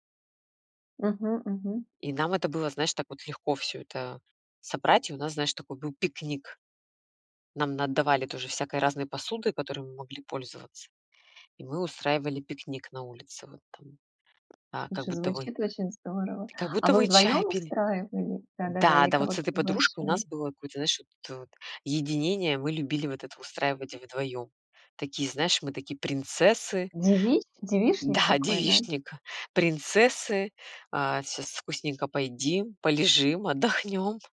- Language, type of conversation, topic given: Russian, podcast, Какая мелодия возвращает тебя в детство?
- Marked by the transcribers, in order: tapping; laughing while speaking: "Да, девичник"; laughing while speaking: "полежим, отдохнём"